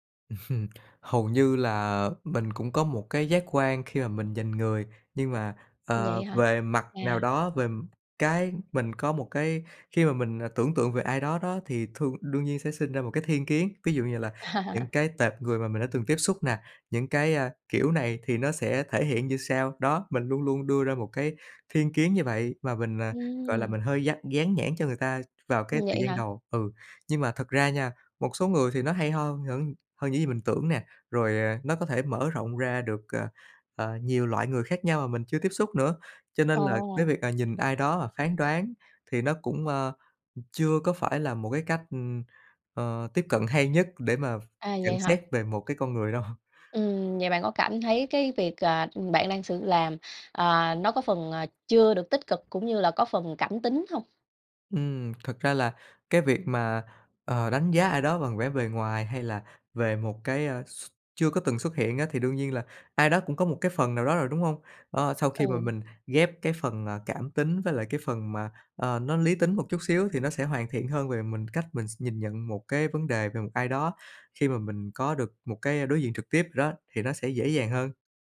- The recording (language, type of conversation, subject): Vietnamese, podcast, Theo bạn, việc gặp mặt trực tiếp còn quan trọng đến mức nào trong thời đại mạng?
- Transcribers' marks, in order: laugh; tapping; other background noise; laughing while speaking: "À"; "những" said as "hững"; laughing while speaking: "đâu"